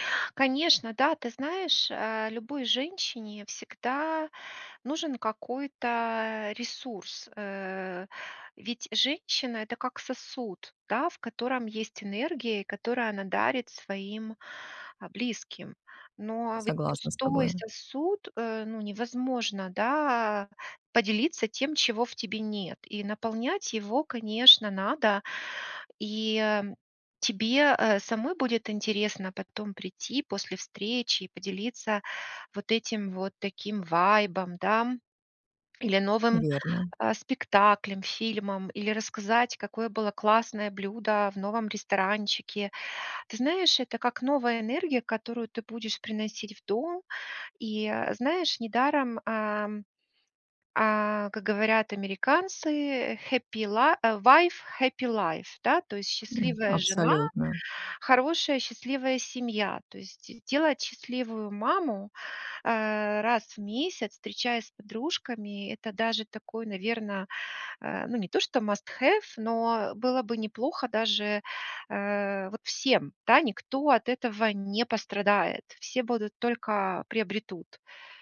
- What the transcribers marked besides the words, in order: tapping; other background noise; in English: "Happy li"; in English: "wife happy life"; in English: "must have"
- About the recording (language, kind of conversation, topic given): Russian, advice, Как справиться с чувством утраты прежней свободы после рождения ребёнка или с возрастом?